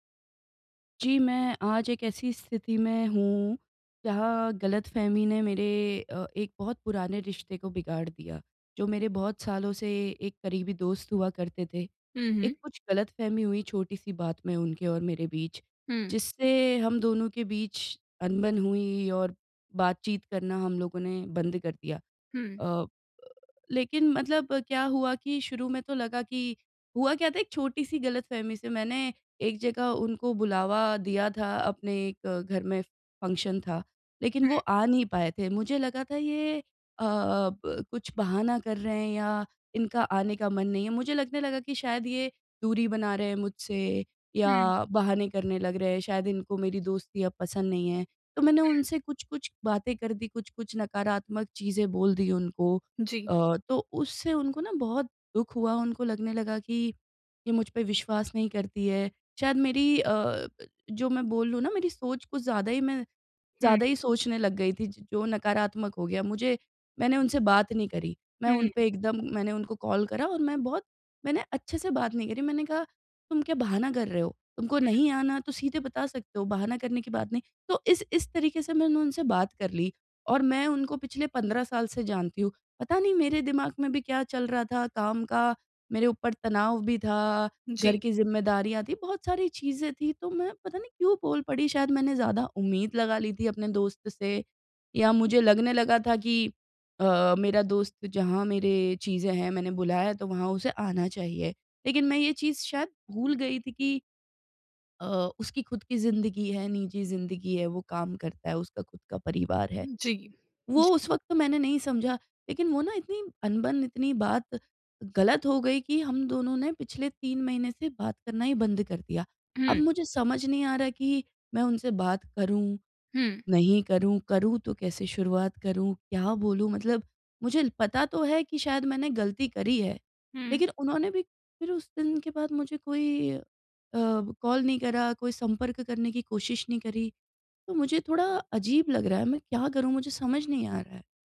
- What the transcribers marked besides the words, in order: in English: "फंक्शन"
- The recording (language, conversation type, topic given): Hindi, advice, गलतफहमियों को दूर करना